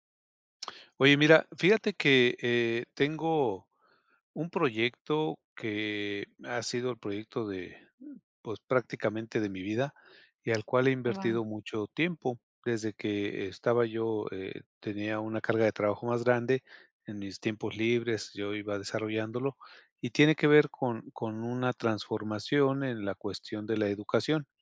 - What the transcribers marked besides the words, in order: other noise
- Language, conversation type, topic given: Spanish, advice, ¿Cómo sé cuándo debo ajustar una meta y cuándo es mejor abandonarla?